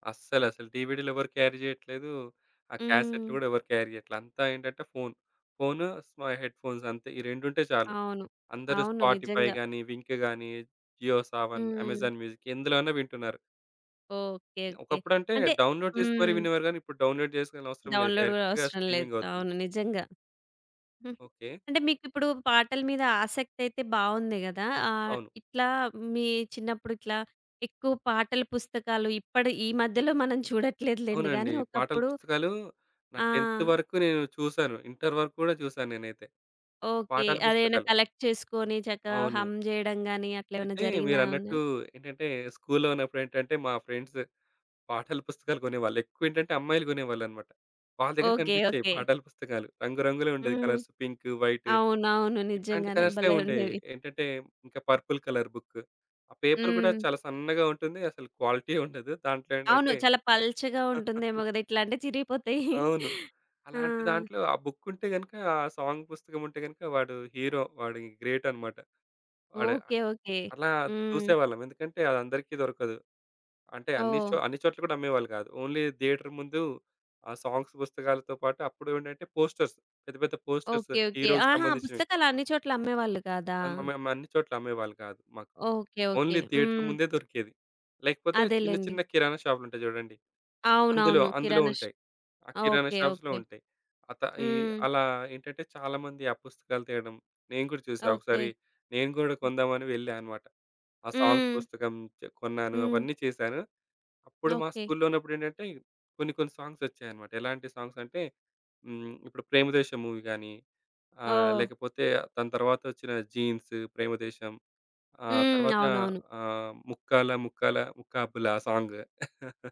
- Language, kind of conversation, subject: Telugu, podcast, చిన్నతనం గుర్తొచ్చే పాట పేరు ఏదైనా చెప్పగలరా?
- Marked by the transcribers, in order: in English: "క్యారీ"; in English: "క్యారీ"; in English: "హెడ్‌ఫోన్స్"; in English: "స్పాటిఫై"; in English: "వింక్"; in English: "జియో సావన్, అమెజాన్ మ్యూజిక్"; in English: "డౌన్‌లోడ్"; in English: "డౌన్‌లోడ్"; in English: "డౌన్‌లోడ్"; in English: "డైరెక్ట్‌గా"; in English: "కలెక్ట్"; in English: "హం"; in English: "ఫ్రెండ్స్"; in English: "కలర్స్"; in English: "కలర్స్"; in English: "పర్పుల్ కలర్"; chuckle; giggle; in English: "సాంగ్"; in English: "హీరో"; in English: "ఓన్లీ థియేటర్"; in English: "సాంగ్స్"; in English: "పోస్టర్స్"; in English: "పోస్టర్స్ హీరోకి"; other background noise; in English: "ఓన్లీ థియేటర్"; in English: "షాప్స్‌లో"; in English: "సాంగ్స్"; in English: "సాంగ్స్"; in English: "సాంగ్స్"; in English: "మూవీ"; chuckle